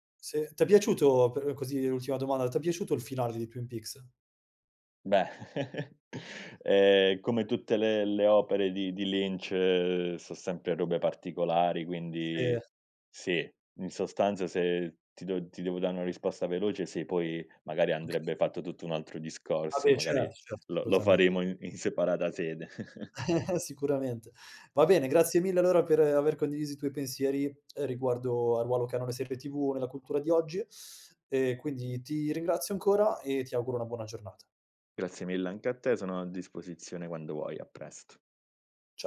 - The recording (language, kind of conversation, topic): Italian, podcast, Che ruolo hanno le serie TV nella nostra cultura oggi?
- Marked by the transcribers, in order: chuckle; tapping; chuckle; other background noise; teeth sucking; "Ciao" said as "Cia"